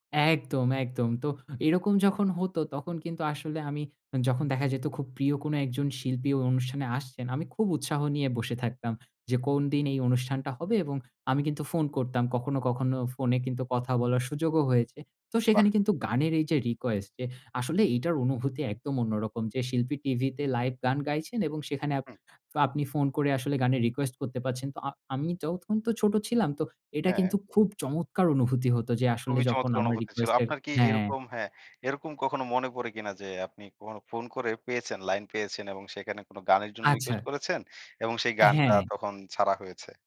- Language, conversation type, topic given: Bengali, podcast, সময়ের সঙ্গে কি তোমার সঙ্গীতের রুচি বদলেছে?
- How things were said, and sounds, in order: "তখন" said as "তোখন"